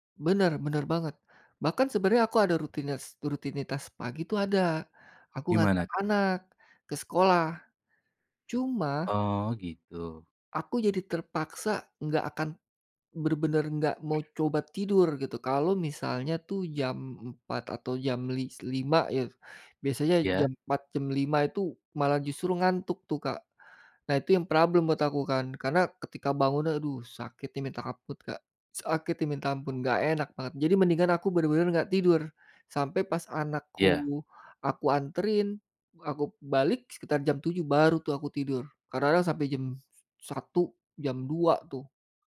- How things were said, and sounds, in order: other background noise
- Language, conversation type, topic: Indonesian, advice, Bagaimana saya gagal menjaga pola tidur tetap teratur dan mengapa saya merasa lelah saat bangun pagi?